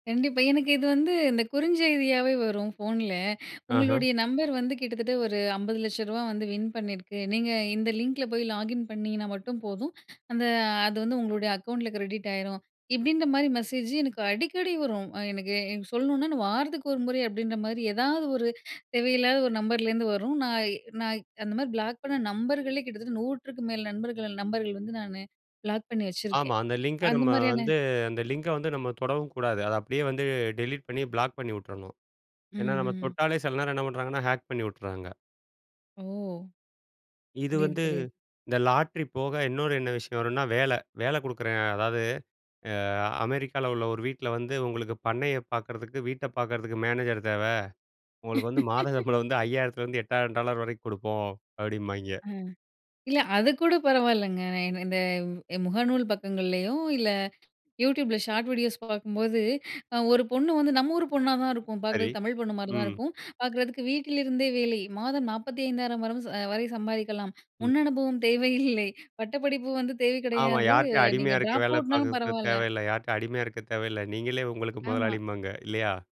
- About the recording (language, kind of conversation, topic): Tamil, podcast, மோசடி தகவல்களை வேகமாக அடையாளம் காண உதவும் உங்கள் சிறந்த யோசனை என்ன?
- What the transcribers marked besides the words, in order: in English: "அக்கவுண்ட்டுல கிரெடிட்"; in English: "பிளாக்"; in English: "ஹேக்"; laugh; tapping; in English: "ஷார்ட் வீடியோஸ்"; chuckle; in English: "டிராப் அவுட்னாலும்"